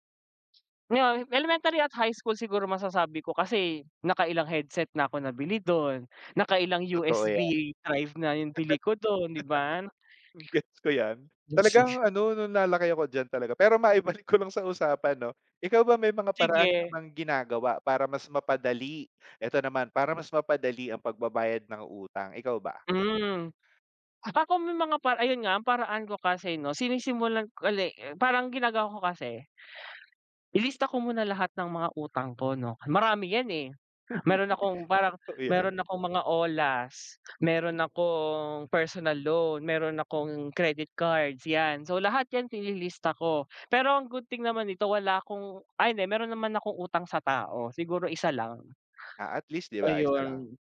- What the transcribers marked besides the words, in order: chuckle; unintelligible speech; chuckle
- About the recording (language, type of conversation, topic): Filipino, unstructured, Ano ang pumapasok sa isip mo kapag may utang kang kailangan nang bayaran?